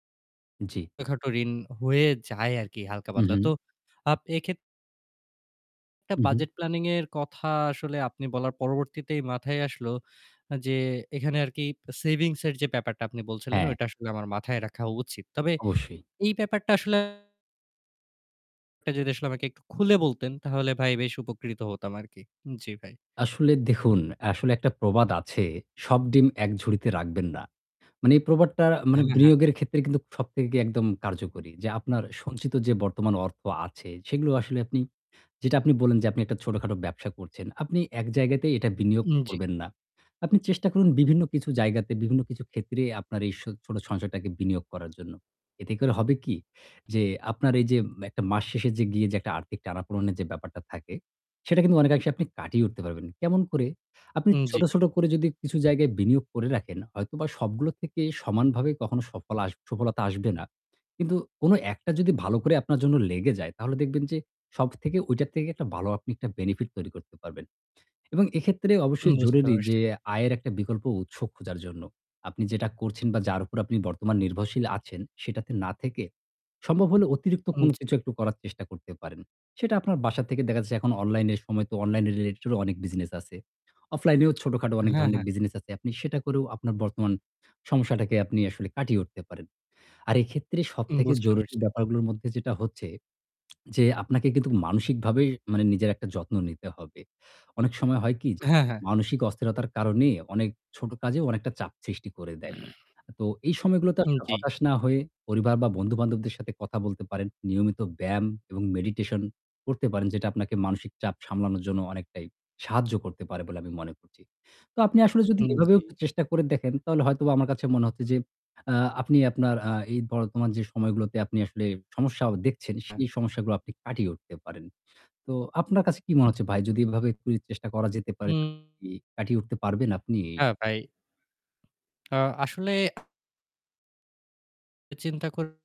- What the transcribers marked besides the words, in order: in English: "budget planning"; in English: "savings"; tapping; distorted speech; static; in English: "benefit"; in English: "online related"; lip smack; throat clearing; in English: "meditation"
- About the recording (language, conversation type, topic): Bengali, advice, স্টার্টআপে আর্থিক অনিশ্চয়তা ও অস্থিরতার মধ্যে আমি কীভাবে এগিয়ে যেতে পারি?